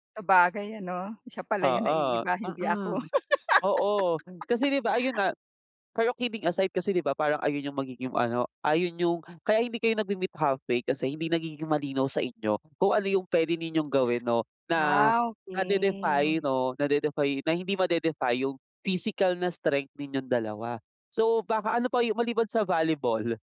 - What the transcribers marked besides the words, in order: laugh; drawn out: "okey"
- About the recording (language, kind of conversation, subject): Filipino, advice, Bakit madalas kong maramdaman na naiiba ako sa grupo ng mga kaibigan ko?